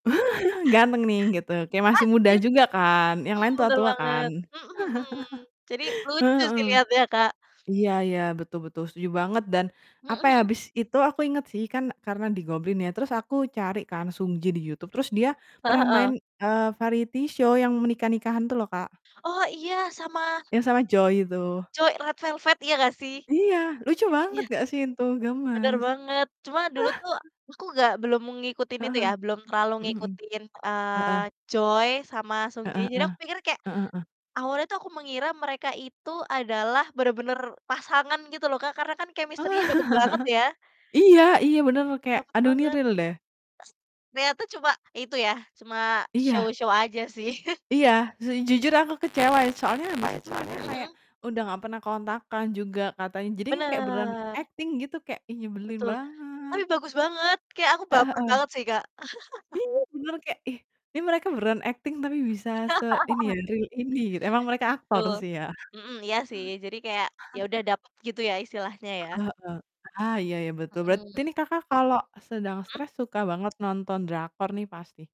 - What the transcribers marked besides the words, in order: laugh; distorted speech; unintelligible speech; chuckle; in English: "variety show"; tapping; chuckle; in English: "chemistry-nya"; laughing while speaking: "Oh"; chuckle; in English: "real"; in English: "show-show"; chuckle; mechanical hum; chuckle; laugh; in English: "real"; chuckle
- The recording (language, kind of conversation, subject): Indonesian, unstructured, Apa yang biasanya kamu lakukan saat merasa stres?